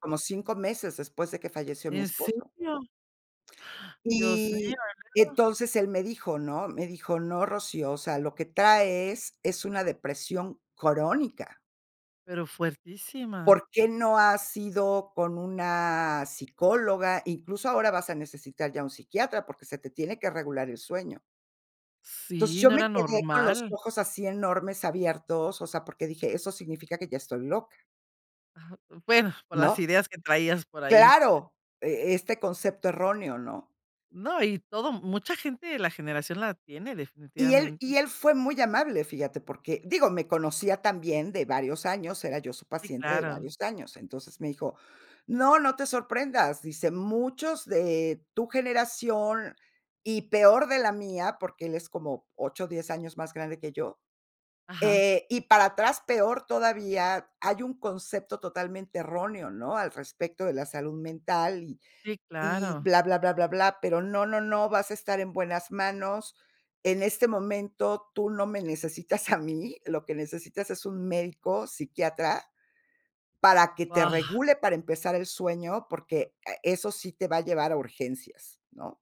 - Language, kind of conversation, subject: Spanish, podcast, ¿Cuándo decides pedir ayuda profesional en lugar de a tus amigos?
- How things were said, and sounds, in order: gasp; laughing while speaking: "a mí"